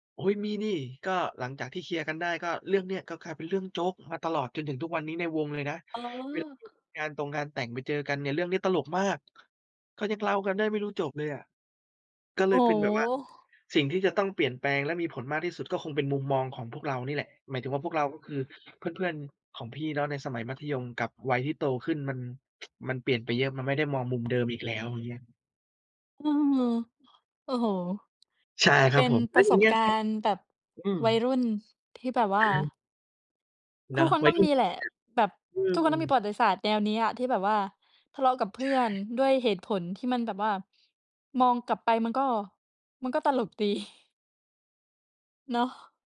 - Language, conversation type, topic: Thai, unstructured, คุณคิดอย่างไรกับการนำประวัติศาสตร์มาใช้เป็นข้อแก้ตัวเพื่ออ้างความผิดในปัจจุบัน?
- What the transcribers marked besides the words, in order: other background noise; tapping; tsk; chuckle